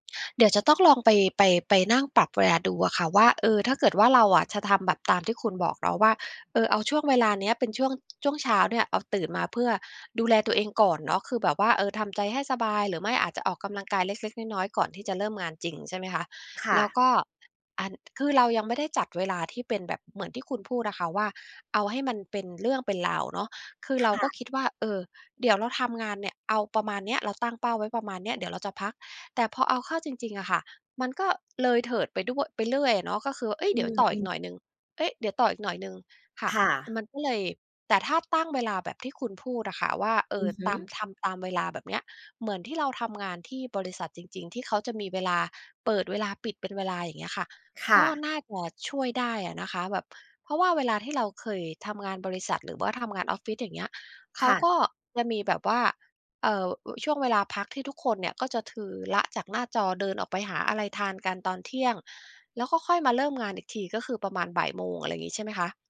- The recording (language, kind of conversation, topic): Thai, advice, คุณควรทำอย่างไรเมื่อรู้สึกผิดที่ต้องเว้นระยะห่างจากคนรอบตัวเพื่อโฟกัสงาน?
- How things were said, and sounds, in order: "คือ" said as "ทือ"